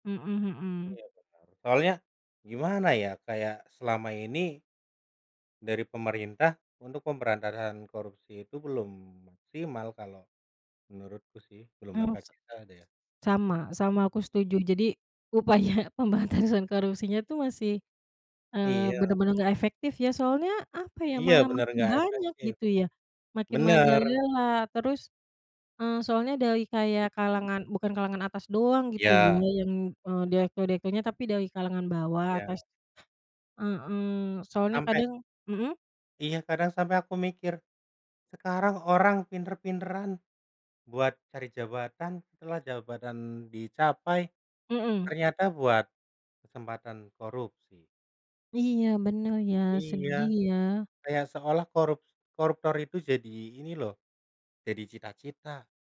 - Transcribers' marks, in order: "maksimal" said as "makatsinal"; unintelligible speech; laughing while speaking: "upaya pemberantasan"; other background noise
- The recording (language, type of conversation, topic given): Indonesian, unstructured, Bagaimana pendapatmu tentang korupsi dalam pemerintahan saat ini?